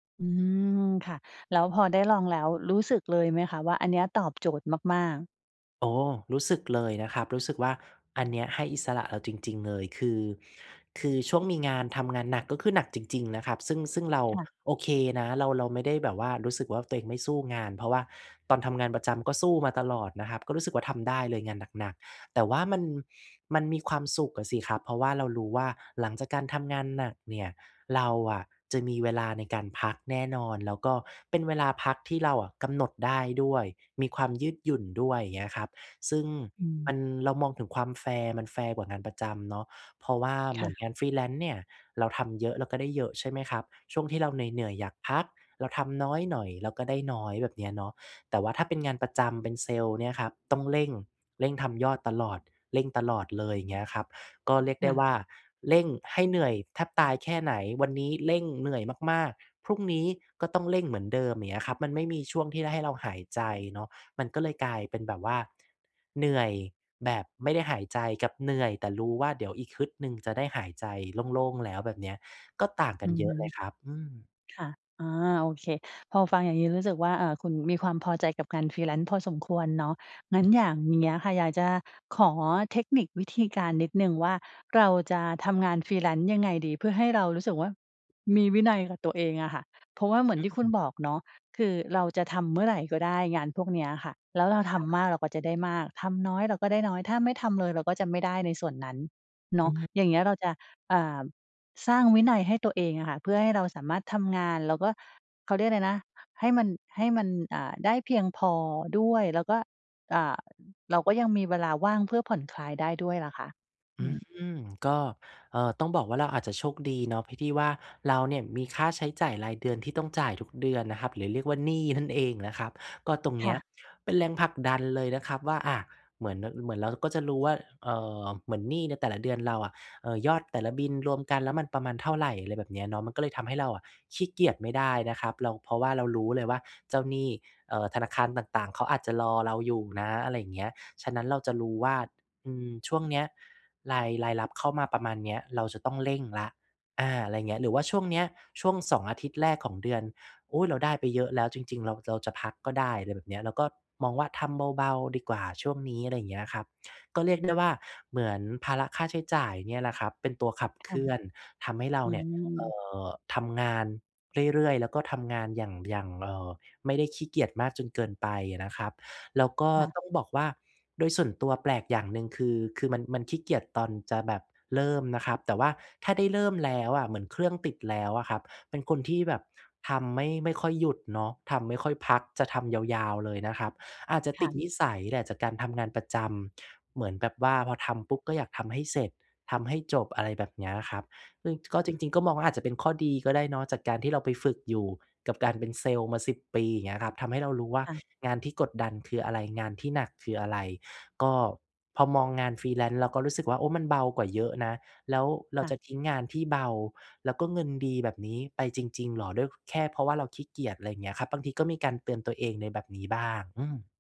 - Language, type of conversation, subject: Thai, podcast, คุณหาความสมดุลระหว่างงานกับชีวิตส่วนตัวยังไง?
- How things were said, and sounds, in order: in English: "Freelance"; in English: "Freelance"; in English: "Freelance"; in English: "Freelance"